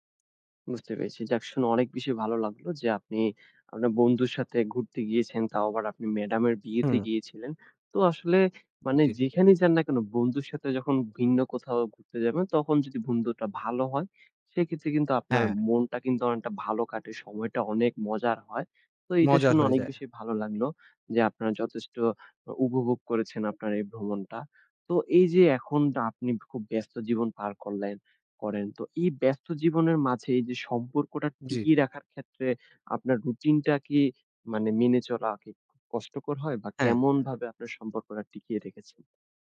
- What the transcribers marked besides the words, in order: none
- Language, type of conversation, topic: Bengali, podcast, কোনো স্থানীয় বন্ধুর সঙ্গে আপনি কীভাবে বন্ধুত্ব গড়ে তুলেছিলেন?